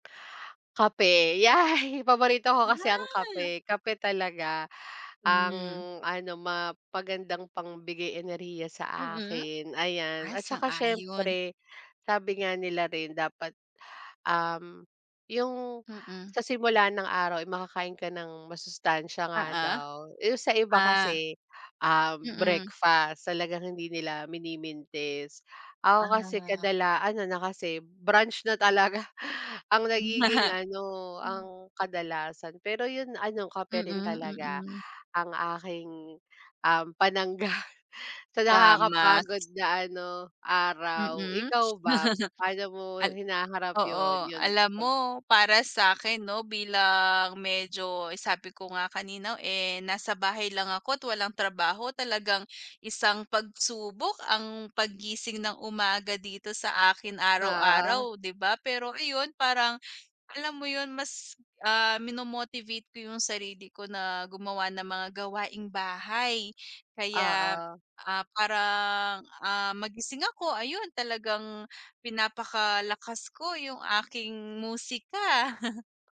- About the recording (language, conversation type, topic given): Filipino, unstructured, Ano ang paborito mong gawin kapag may libreng oras ka?
- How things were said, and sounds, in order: laugh; other background noise; laugh; laugh